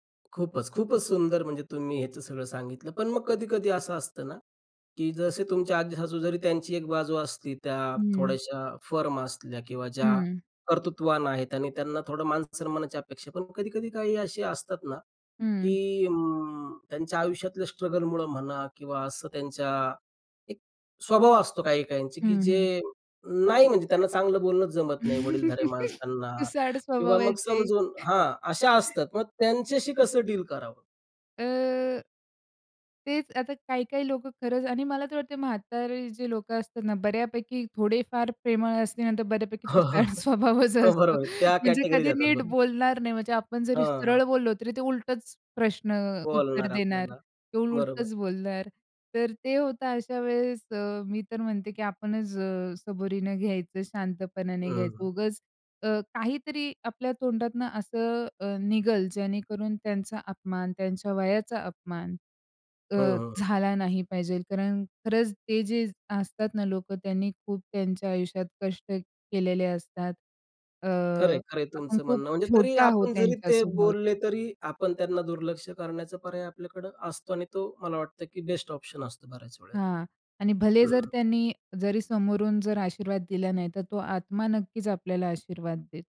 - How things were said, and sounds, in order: tapping; in English: "फर्म"; in English: "स्ट्रगल"; laugh; "स्वभावाचे" said as "स्वभावावायचे"; chuckle; other noise; drawn out: "अ"; chuckle; in English: "कॅटेगरी"; laughing while speaking: "तुटाळ स्वभावच असतो"
- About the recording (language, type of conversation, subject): Marathi, podcast, वृद्धांना सन्मान देण्याची तुमची घरगुती पद्धत काय आहे?